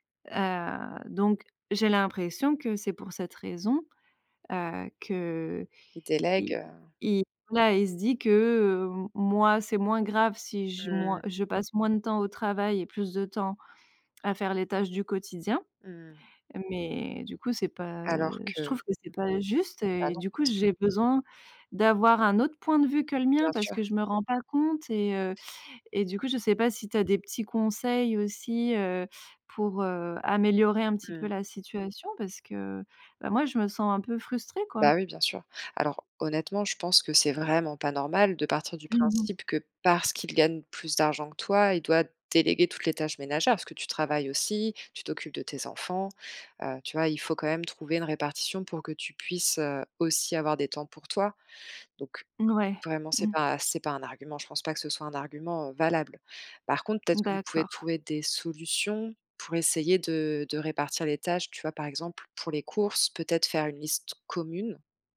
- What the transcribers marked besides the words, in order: stressed: "parce qu'il"; tapping
- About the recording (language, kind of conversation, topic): French, advice, Comment gérer les conflits liés au partage des tâches ménagères ?